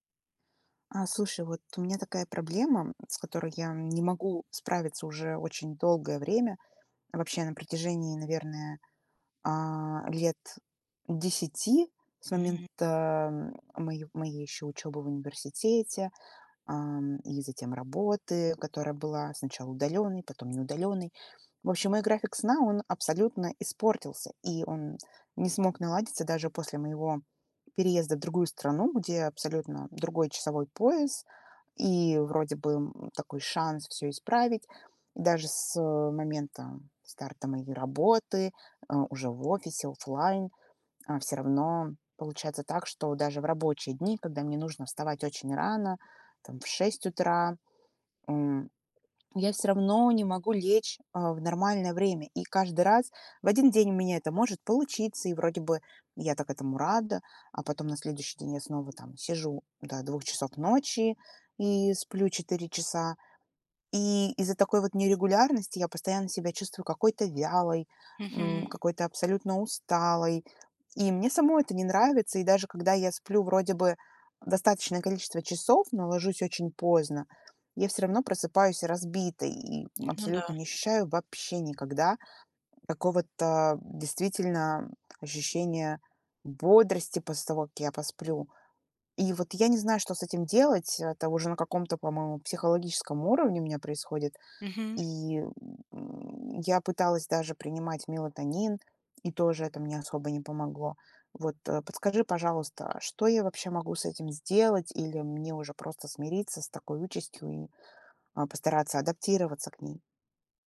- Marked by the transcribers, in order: tapping; other background noise
- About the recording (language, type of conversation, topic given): Russian, advice, Почему у меня нерегулярный сон: я ложусь в разное время и мало сплю?